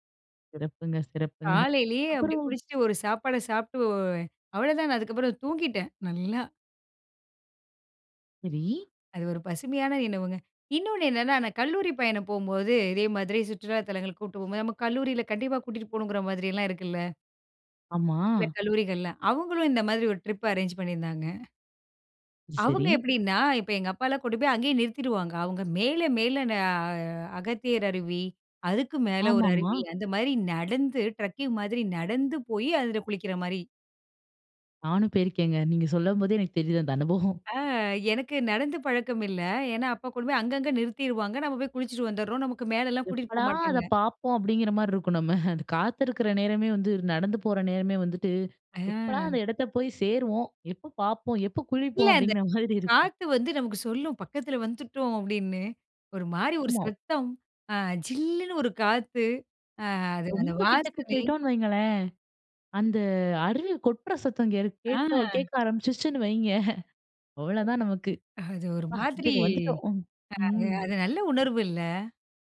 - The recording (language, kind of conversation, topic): Tamil, podcast, நீர்வீழ்ச்சியை நேரில் பார்த்தபின் உங்களுக்கு என்ன உணர்வு ஏற்பட்டது?
- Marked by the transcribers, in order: in English: "ட்ரக்கிங்"; chuckle; laughing while speaking: "நம்ம"; unintelligible speech; chuckle; other background noise; joyful: "அ கிட்டக்க வந்துட்டோம்"